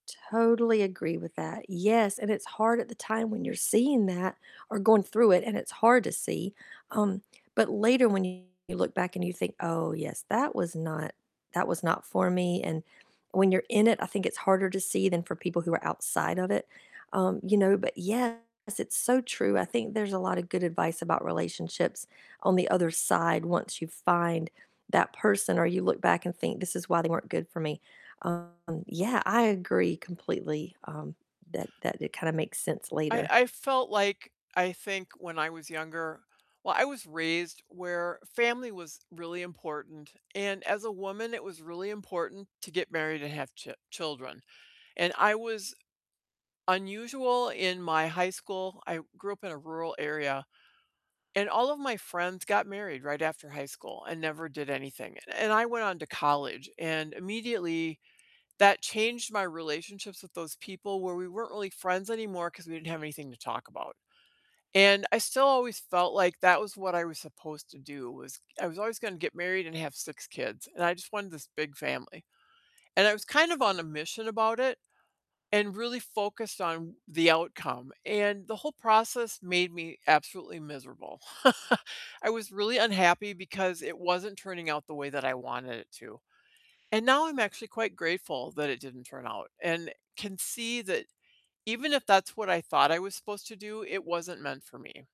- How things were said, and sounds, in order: distorted speech; other background noise; chuckle
- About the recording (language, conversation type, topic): English, unstructured, What is the best advice you actually use regularly?